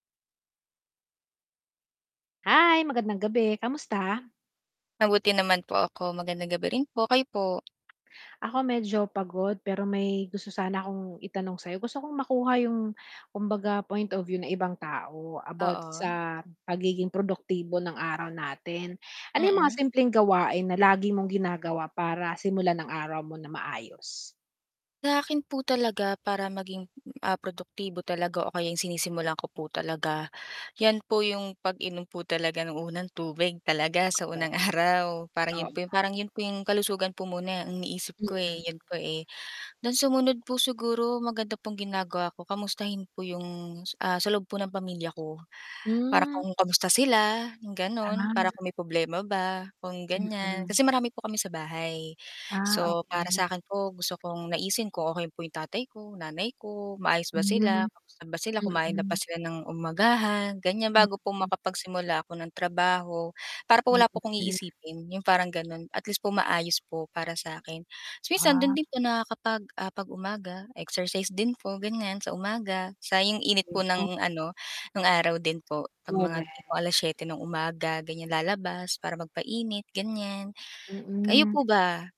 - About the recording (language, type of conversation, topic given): Filipino, unstructured, Ano ang ginagawa mo araw-araw para maging produktibo?
- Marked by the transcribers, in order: static; other background noise; distorted speech; unintelligible speech